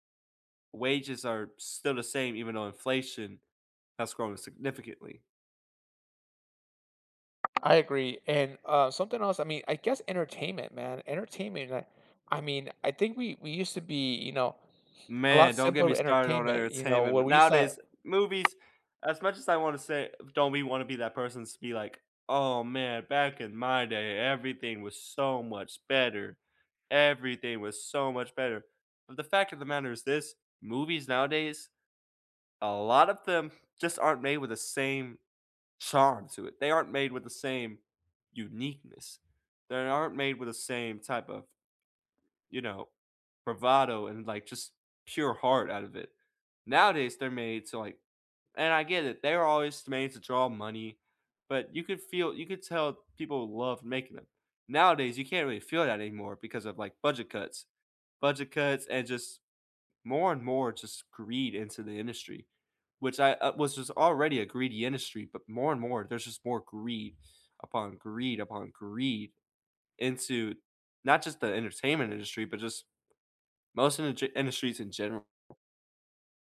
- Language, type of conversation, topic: English, unstructured, What scientific breakthrough surprised the world?
- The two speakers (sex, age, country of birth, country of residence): male, 20-24, United States, United States; male, 35-39, United States, United States
- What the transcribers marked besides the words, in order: tapping; stressed: "charm"; stressed: "uniqueness"